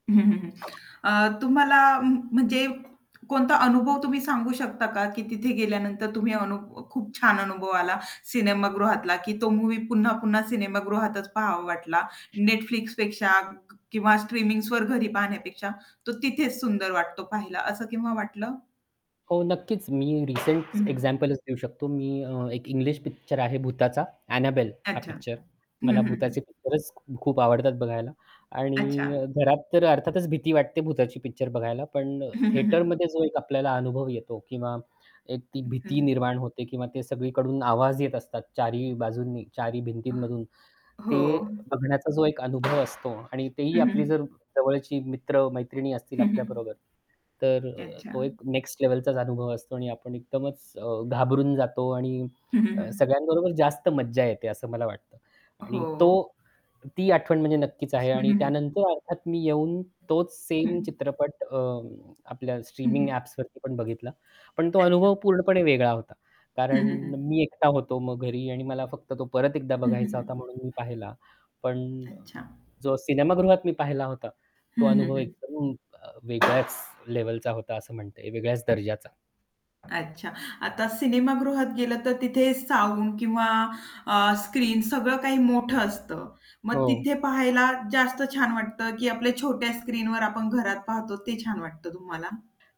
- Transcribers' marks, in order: other background noise; tapping; distorted speech; static; in English: "थेटरमध्ये"; chuckle; other street noise; in English: "साउंड"
- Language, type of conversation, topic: Marathi, podcast, स्ट्रीमिंग सेवा तुला सिनेमागृहापेक्षा कशी वाटते?